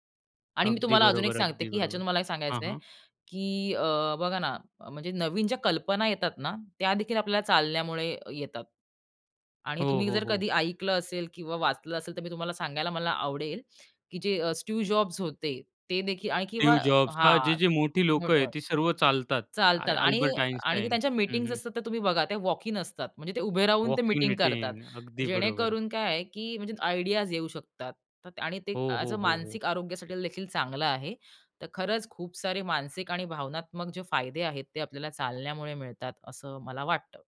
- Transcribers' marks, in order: unintelligible speech; in English: "वॉक इन मीटिंग"; in English: "आयडियाज"
- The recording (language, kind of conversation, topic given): Marathi, podcast, रोजच्या चालण्याचा मनावर आणि शरीरावर काय परिणाम होतो?